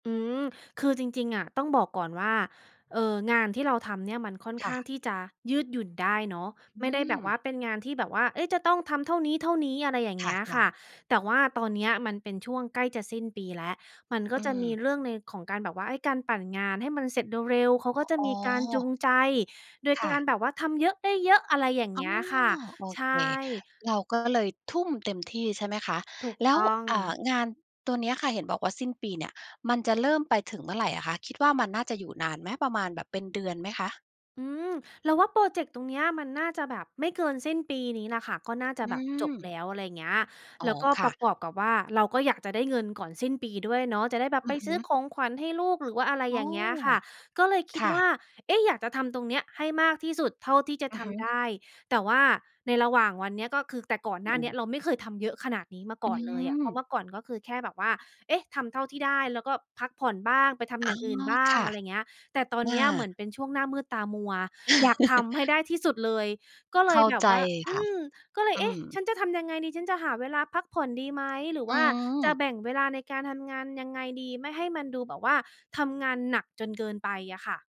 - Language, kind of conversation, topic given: Thai, advice, คุณจะป้องกันไม่ให้หมดไฟซ้ำได้อย่างไรเมื่อกลับไปทำงานหนักอีกครั้ง?
- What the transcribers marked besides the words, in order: none